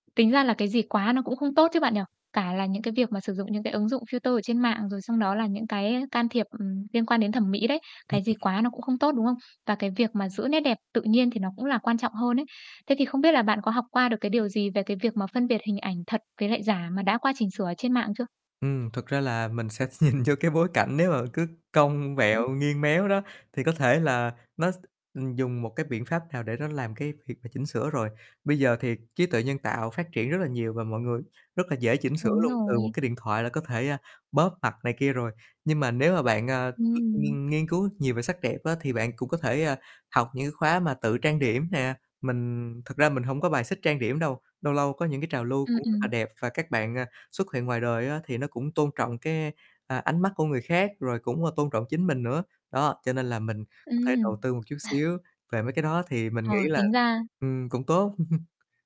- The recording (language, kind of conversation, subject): Vietnamese, podcast, Truyền thông xã hội đang làm thay đổi tiêu chuẩn sắc đẹp như thế nào?
- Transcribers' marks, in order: in English: "filter"; laughing while speaking: "nhìn vô cái bối cảnh"; tapping; other background noise; distorted speech; chuckle; chuckle